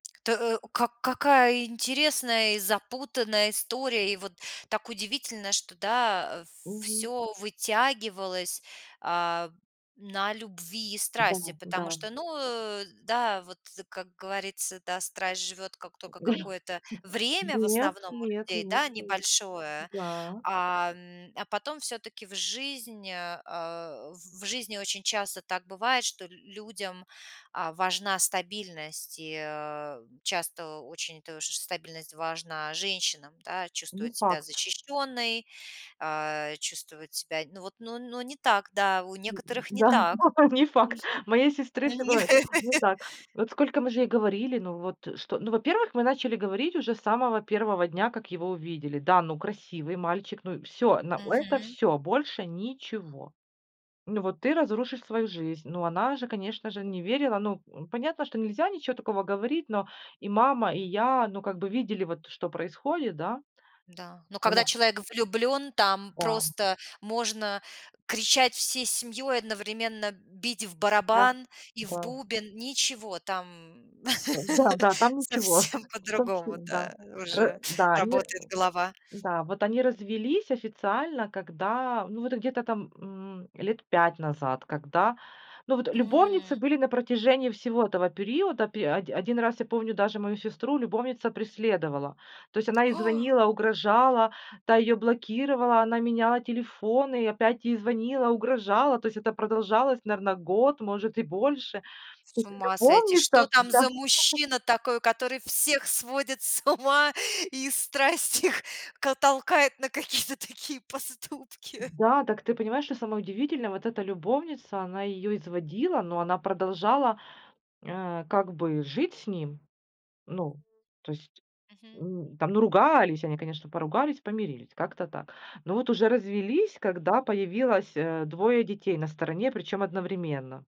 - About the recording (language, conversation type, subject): Russian, podcast, Что важнее — страсть или стабильность?
- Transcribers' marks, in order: tapping; other noise; other background noise; laugh; laugh; laughing while speaking: "Совсем по-другому"; drawn out: "М"; inhale; laugh; laughing while speaking: "с ума и страсть их к толкает на какие-то такие поступки?"